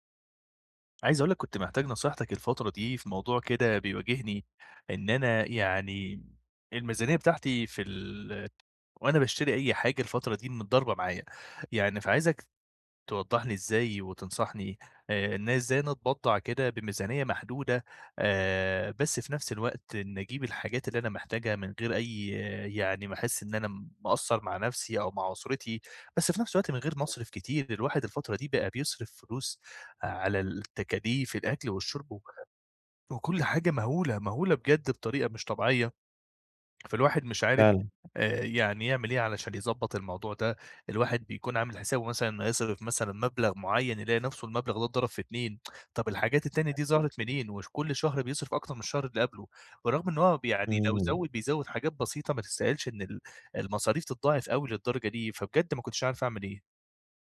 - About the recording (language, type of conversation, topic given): Arabic, advice, إزاي أتبضع بميزانية قليلة من غير ما أضحي بالستايل؟
- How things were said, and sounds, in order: tapping; other background noise; tsk; unintelligible speech